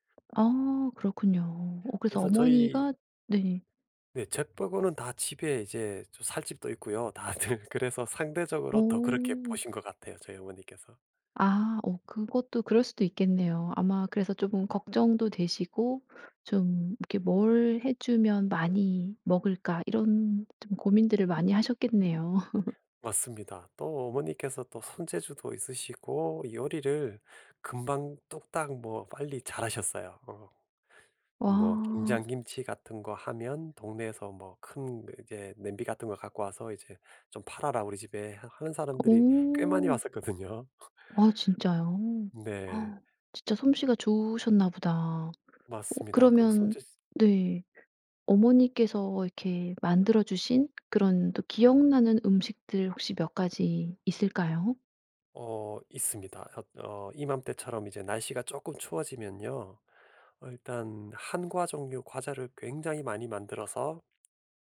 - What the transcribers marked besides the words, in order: other background noise; "저" said as "제"; laughing while speaking: "다들"; tapping; laugh; laughing while speaking: "왔었거든요"; gasp
- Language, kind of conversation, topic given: Korean, podcast, 음식을 통해 어떤 가치를 전달한 경험이 있으신가요?